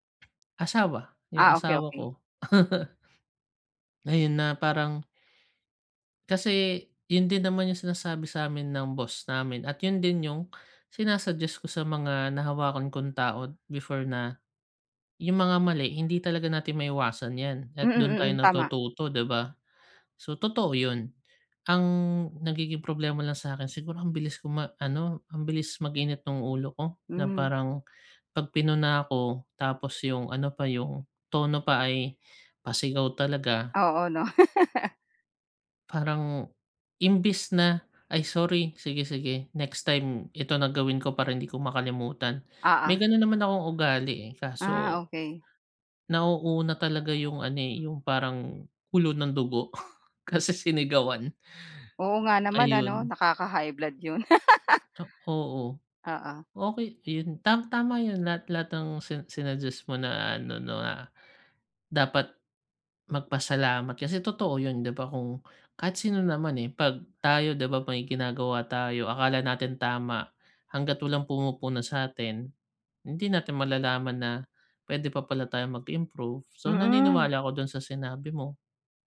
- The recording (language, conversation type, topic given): Filipino, advice, Paano ko tatanggapin ang konstruktibong puna nang hindi nasasaktan at matuto mula rito?
- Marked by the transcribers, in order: laugh; laugh; laughing while speaking: "kasi sinigawan"; gasp; laugh